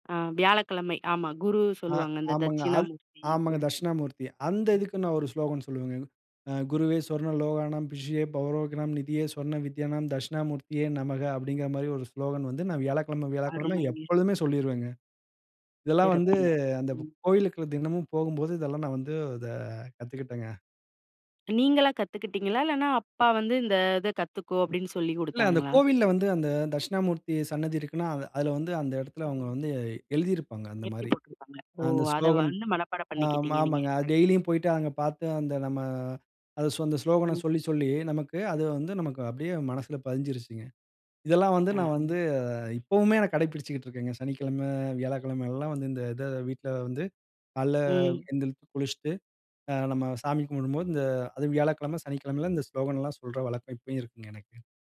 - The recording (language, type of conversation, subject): Tamil, podcast, உங்கள் வீட்டில் காலை வழிபாடு எப்படிச் நடைபெறுகிறது?
- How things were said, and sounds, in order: other noise; other background noise